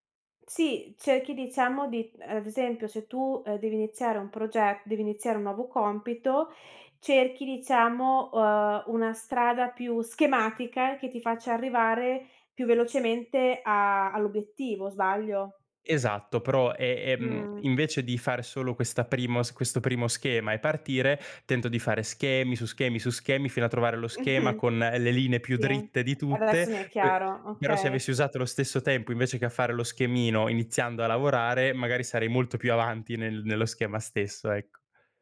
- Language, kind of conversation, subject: Italian, advice, Come descriveresti la tua tendenza a rimandare i compiti importanti?
- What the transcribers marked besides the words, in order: chuckle